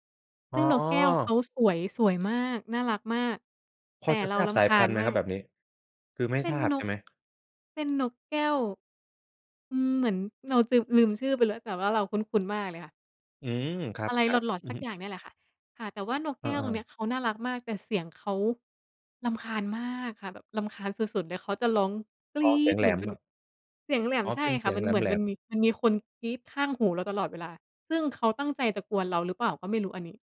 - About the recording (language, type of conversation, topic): Thai, podcast, เสียงนกหรือเสียงลมส่งผลต่ออารมณ์ของคุณอย่างไร?
- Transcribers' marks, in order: stressed: "รำคาญมาก"